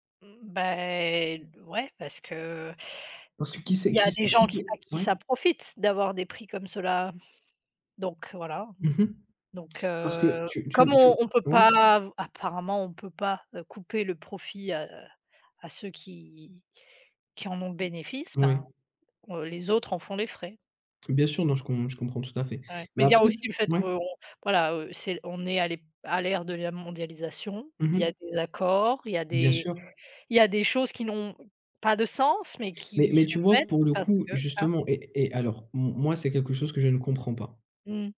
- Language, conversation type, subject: French, unstructured, Préférez-vous la finance responsable ou la consommation rapide, et quel principe guide vos dépenses ?
- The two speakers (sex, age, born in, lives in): female, 35-39, France, France; male, 30-34, France, France
- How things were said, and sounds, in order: other background noise; other noise